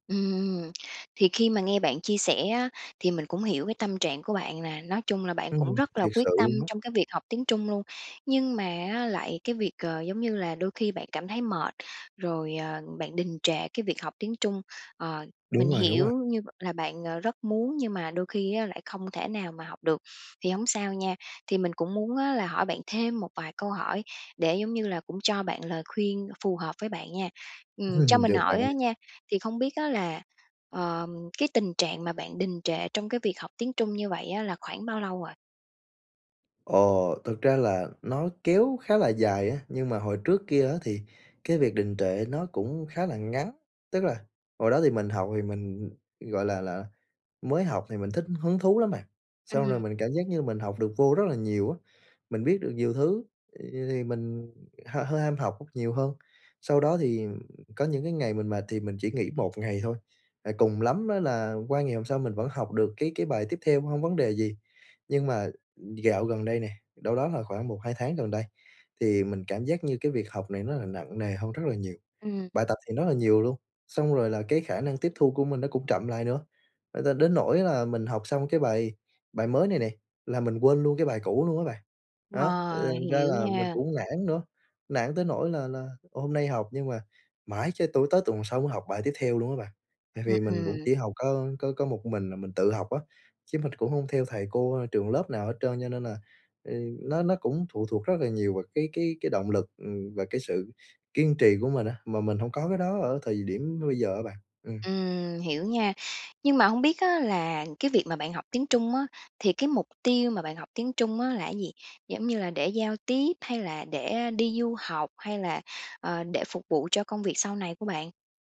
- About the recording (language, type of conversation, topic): Vietnamese, advice, Làm sao để lấy lại động lực khi cảm thấy bị đình trệ?
- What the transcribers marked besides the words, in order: tapping; other background noise; laugh; alarm